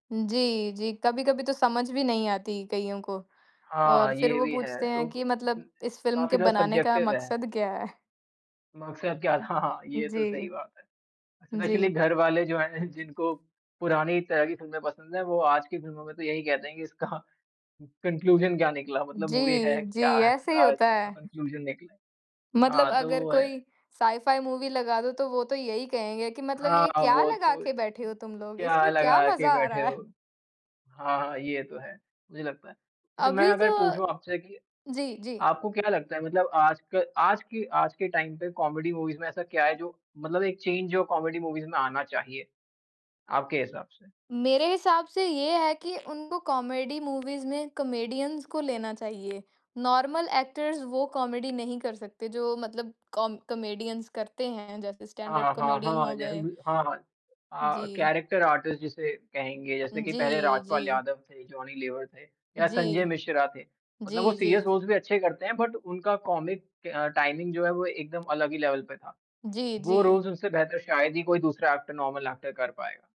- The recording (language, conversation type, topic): Hindi, unstructured, आपके अनुसार, कॉमेडी फ़िल्मों का जादू क्या है?
- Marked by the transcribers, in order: other noise; in English: "सब्जेक्टिव"; laughing while speaking: "हाँ"; tapping; in English: "स्पेशली"; laughing while speaking: "इसका"; in English: "कन्क्लूज़न"; in English: "मूवी"; in English: "कन्क्लूज़न"; in English: "साइ फाइ मूवी"; in English: "टाइम"; in English: "कॉमेडी मूवीज"; in English: "चेंज"; in English: "कॉमेडी मूवीज"; in English: "कॉमेडी मूवीज़"; in English: "कॉमेडियन्स"; in English: "नॉर्मल एक्टर्स"; in English: "कॉमेडी"; in English: "कॉम कॉमेडियन्स"; in English: "स्टैंड अप कॉमेडियन"; background speech; in English: "कैरेक्टर आर्टिस्ट"; other background noise; in English: "सीरियस रोल्स"; in English: "बट"; in English: "कॉमिक"; in English: "टाइमिंग"; in English: "लेवल"; in English: "रोल्स"; in English: "एक्टर, नॉर्मल एक्टर"